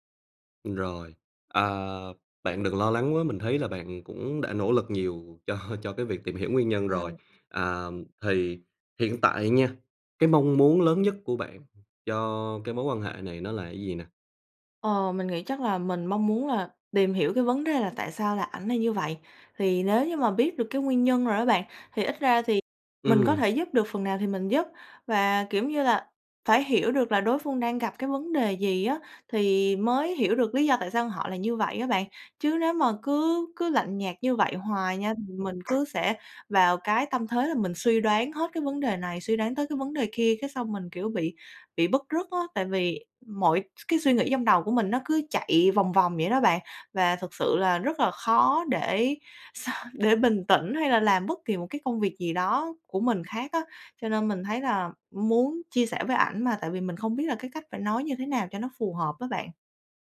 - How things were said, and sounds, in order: laughing while speaking: "cho"; other background noise; tapping; laugh
- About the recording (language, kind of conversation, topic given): Vietnamese, advice, Tôi cảm thấy xa cách và không còn gần gũi với người yêu, tôi nên làm gì?